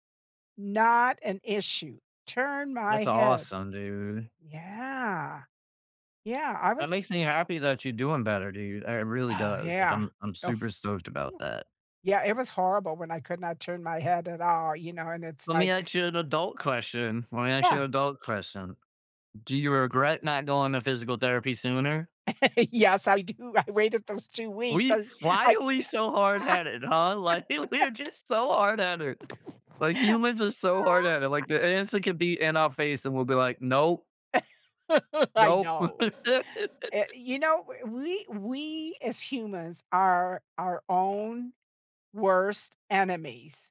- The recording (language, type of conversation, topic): English, unstructured, How should I decide whether to push through a workout or rest?
- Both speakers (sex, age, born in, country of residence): female, 75-79, United States, United States; male, 35-39, United States, United States
- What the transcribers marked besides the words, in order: other background noise; tapping; laugh; laughing while speaking: "Yes, I do, I waited"; laughing while speaking: "we're"; laugh; laugh; laugh